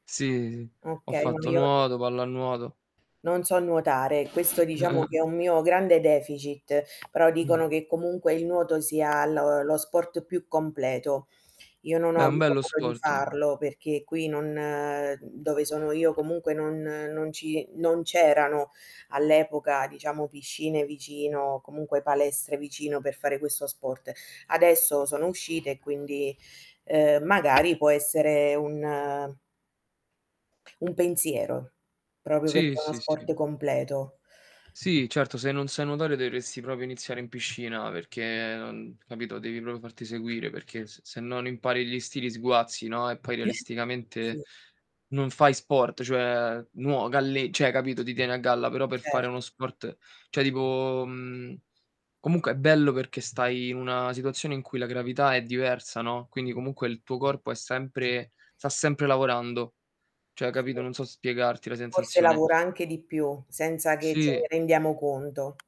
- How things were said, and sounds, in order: static; tapping; background speech; chuckle; distorted speech; drawn out: "non"; other background noise; "Proprio" said as "propio"; other noise; "proprio" said as "propio"; "proprio" said as "propo"; chuckle; drawn out: "cioè"; "cioè" said as "ceh"; "cioè" said as "ceh"; drawn out: "tipo"; "Cioè" said as "ceh"
- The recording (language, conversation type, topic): Italian, unstructured, Qual è l’abitudine che ti ha cambiato la vita?